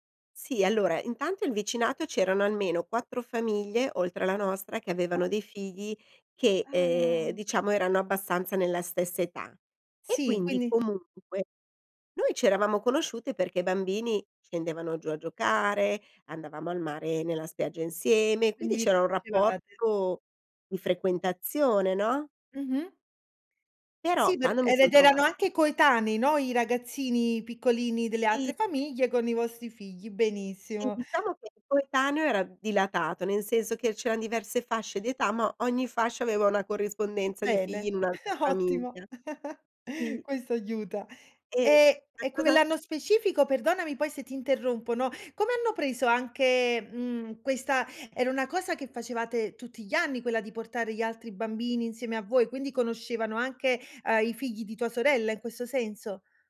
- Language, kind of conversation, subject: Italian, podcast, Quali piccoli gesti di vicinato ti hanno fatto sentire meno solo?
- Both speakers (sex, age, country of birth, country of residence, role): female, 30-34, Italy, Italy, host; female, 50-54, Italy, Italy, guest
- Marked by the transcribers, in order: "altre" said as "attre"; chuckle